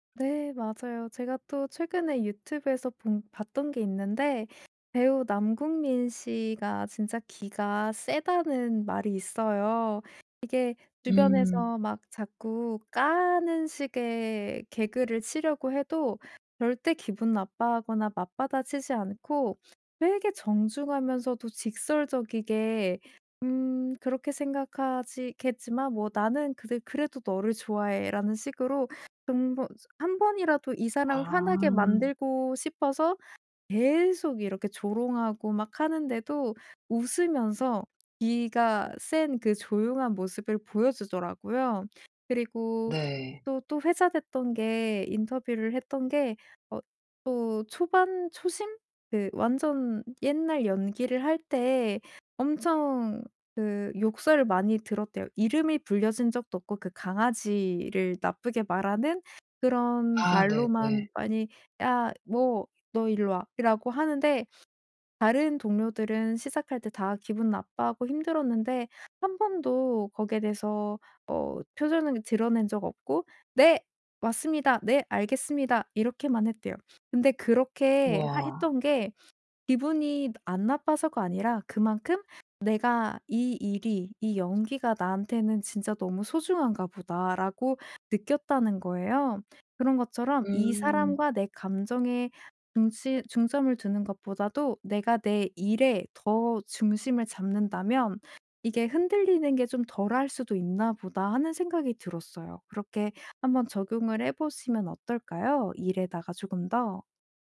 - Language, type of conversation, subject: Korean, advice, 건설적이지 않은 비판을 받을 때 어떻게 반응해야 하나요?
- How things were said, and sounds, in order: other background noise; put-on voice: "네 왔습니다. 네 알겠습니다"